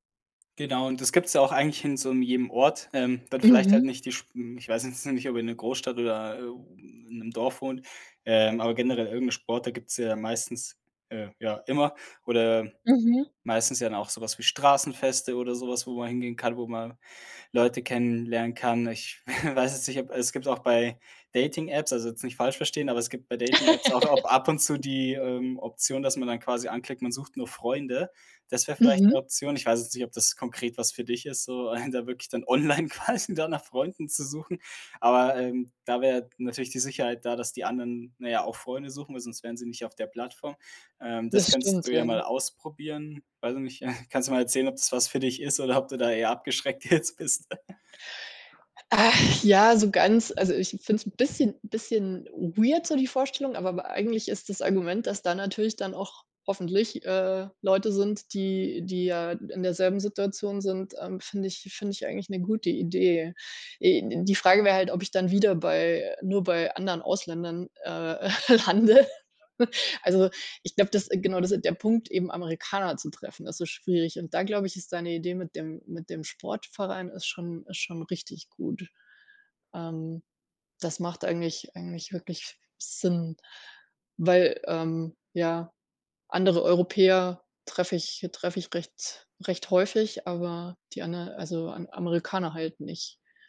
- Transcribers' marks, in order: other background noise; snort; laugh; laughing while speaking: "einen"; laughing while speaking: "online quasi"; snort; laughing while speaking: "jetzt"; chuckle; in English: "weird"; laughing while speaking: "lande"; snort
- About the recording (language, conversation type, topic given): German, advice, Wie kann ich meine soziale Unsicherheit überwinden, um im Erwachsenenalter leichter neue Freundschaften zu schließen?